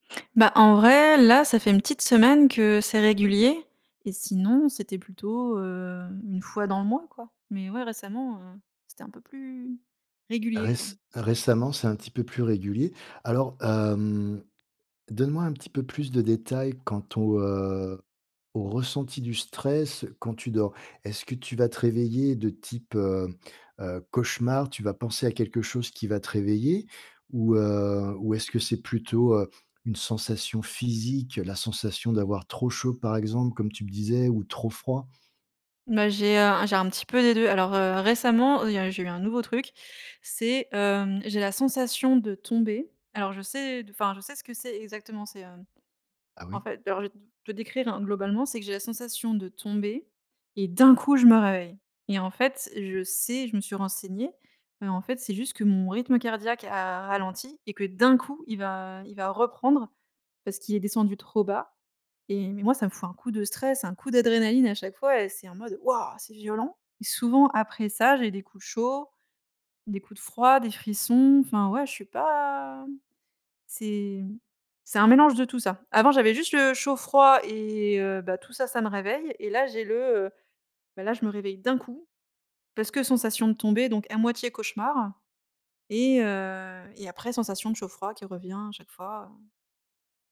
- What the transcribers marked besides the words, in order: tapping; other background noise; stressed: "d'un coup"; stressed: "d'un coup"
- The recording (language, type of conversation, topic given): French, advice, Comment décririez-vous votre insomnie liée au stress ?